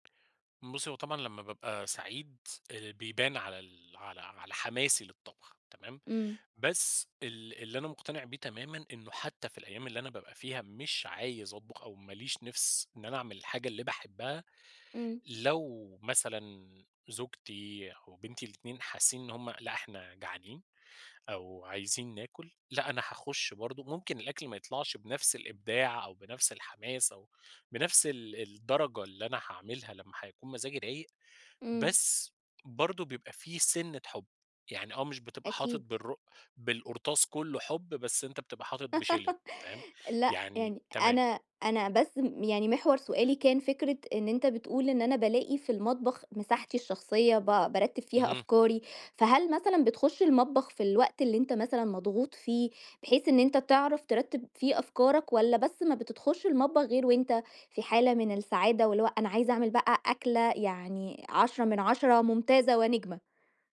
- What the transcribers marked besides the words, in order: tapping; laugh
- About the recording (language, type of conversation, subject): Arabic, podcast, إيه أكتر حاجة بتستمتع بيها وإنت بتطبخ أو بتخبز؟